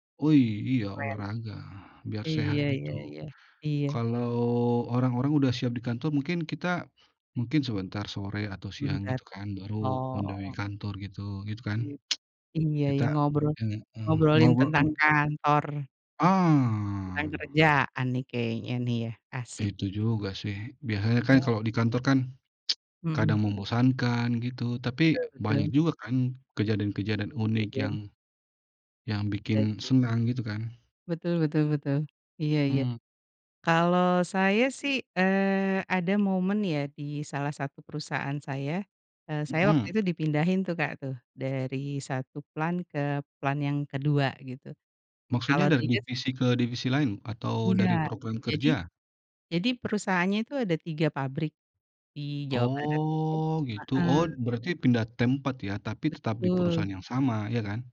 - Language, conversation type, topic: Indonesian, unstructured, Apa hal paling menyenangkan yang pernah terjadi di tempat kerja?
- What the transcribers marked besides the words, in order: in English: "on the way"; tsk; drawn out: "Ah"; tsk; tapping; in English: "plant"; in English: "plant"; unintelligible speech